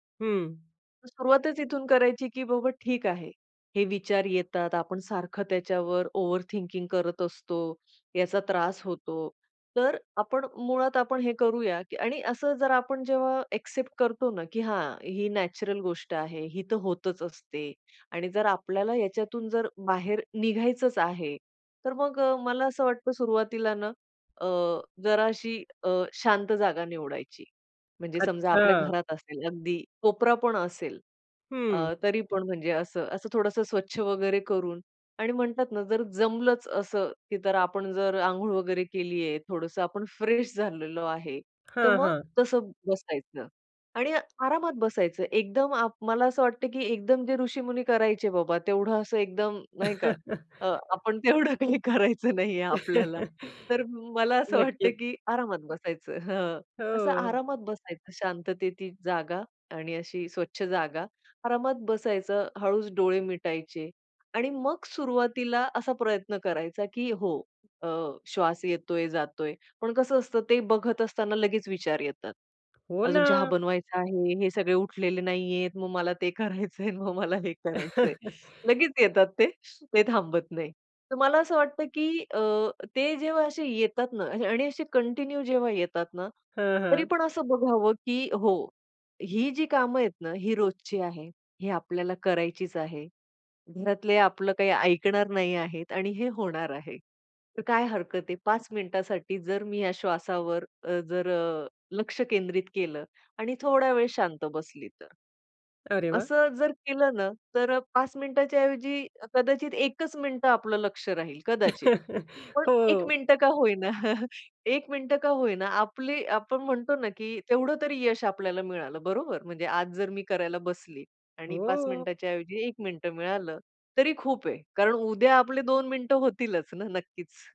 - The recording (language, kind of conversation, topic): Marathi, podcast, श्वासावर आधारित ध्यान कसे करावे?
- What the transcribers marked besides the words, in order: in English: "ओव्हर थिंकिंग"; other background noise; in English: "फ्रेश"; chuckle; laughing while speaking: "तेवढं काही करायचं नाहीये आपल्याला"; chuckle; laughing while speaking: "वाटतं"; tapping; angry: "हो ना"; laughing while speaking: "करायचंय, अन् मग मला हे करायचंय"; chuckle; in English: "कंटिन्यू"; chuckle